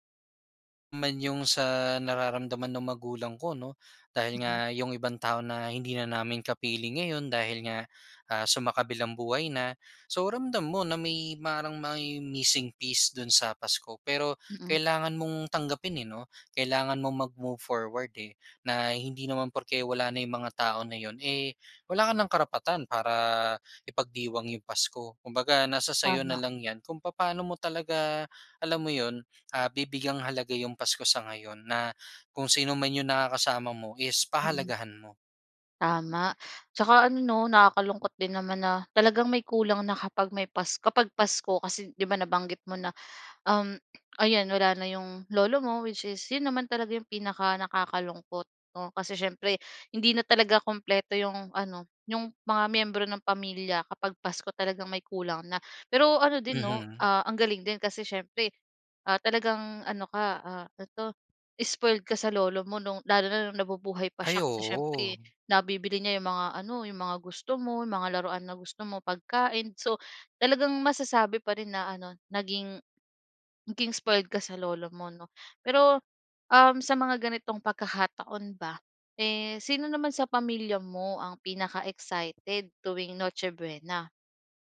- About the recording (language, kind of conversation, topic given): Filipino, podcast, Ano ang palaging nasa hapag ninyo tuwing Noche Buena?
- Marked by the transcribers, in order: in English: "missing piece"; in English: "mag-move forward"; in English: "which is"